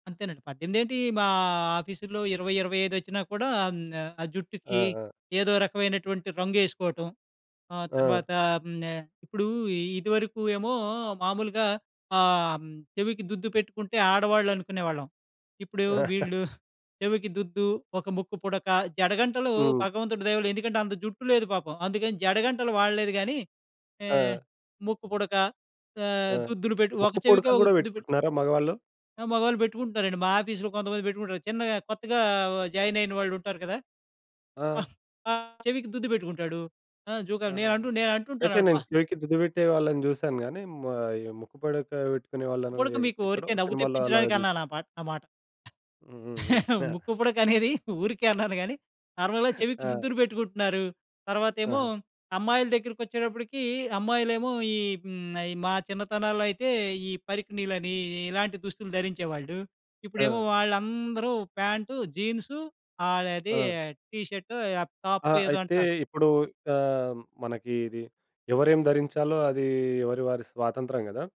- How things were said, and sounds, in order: chuckle; in English: "ఆఫీస్‌లో"; "దుద్దు" said as "దుద్ది"; laugh; in English: "నార్మల్‌గా"; chuckle; in English: "టాప్"
- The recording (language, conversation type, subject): Telugu, podcast, మీ దుస్తుల ఎంపికల ద్వారా మీరు మీ వ్యక్తిత్వాన్ని ఎలా వ్యక్తం చేస్తారు?